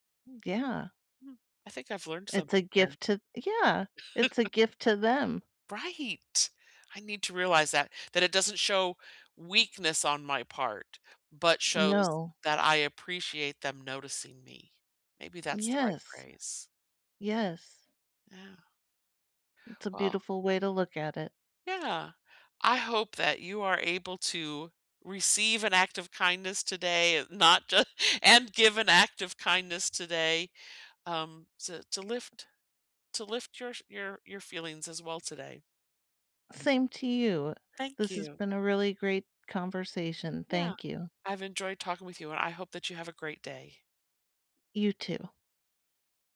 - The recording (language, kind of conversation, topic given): English, unstructured, What is a kind thing someone has done for you recently?
- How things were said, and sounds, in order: chuckle; joyful: "Right"; tapping